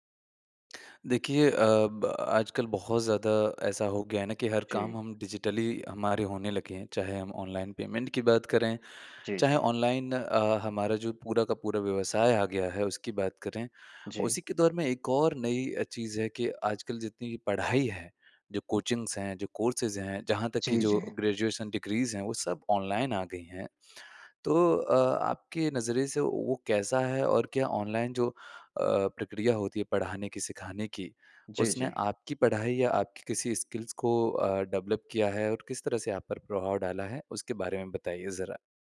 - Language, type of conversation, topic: Hindi, podcast, ऑनलाइन सीखने से आपकी पढ़ाई या कौशल में क्या बदलाव आया है?
- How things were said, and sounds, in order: in English: "डिजिटली"; in English: "ऑनलाइन पेमेंट"; in English: "कोचिंग्स"; in English: "कोर्सेज़"; in English: "ग्रेजुएशन डिग्रीज़"; in English: "स्किल्स"; in English: "डेवलप"